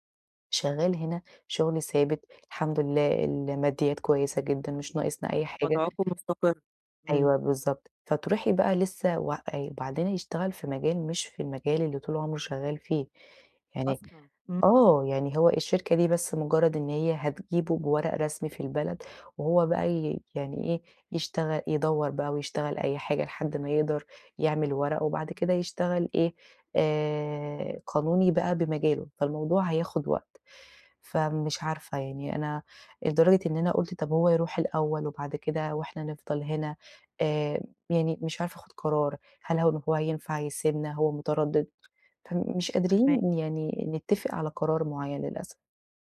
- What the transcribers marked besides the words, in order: none
- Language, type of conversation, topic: Arabic, advice, إزاي أخد قرار مصيري دلوقتي عشان ما أندمش بعدين؟